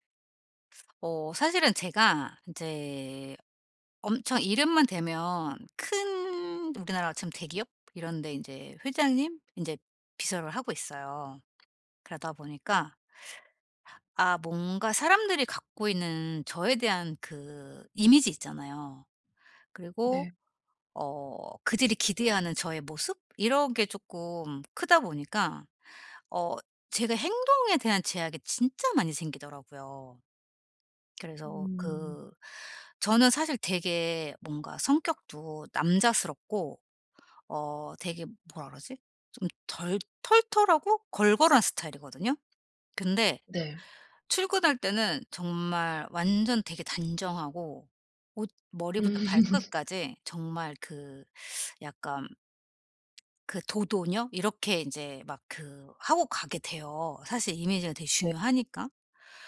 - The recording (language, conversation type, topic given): Korean, advice, 남들이 기대하는 모습과 제 진짜 욕구를 어떻게 조율할 수 있을까요?
- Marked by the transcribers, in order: teeth sucking; other background noise; laughing while speaking: "음"